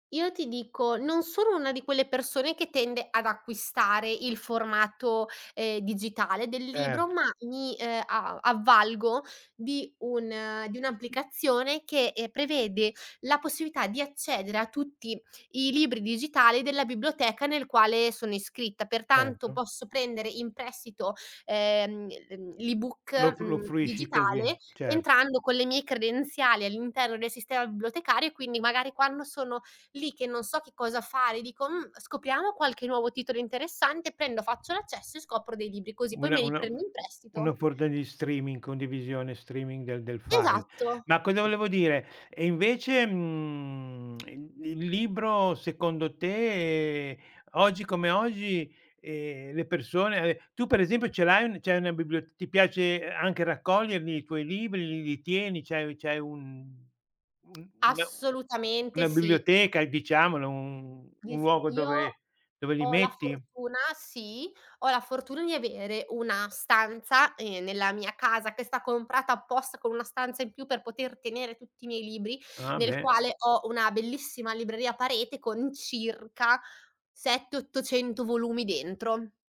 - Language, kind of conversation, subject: Italian, podcast, Qual è il tuo hobby preferito e perché ti piace così tanto?
- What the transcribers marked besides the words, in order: other background noise; drawn out: "Assolutamente"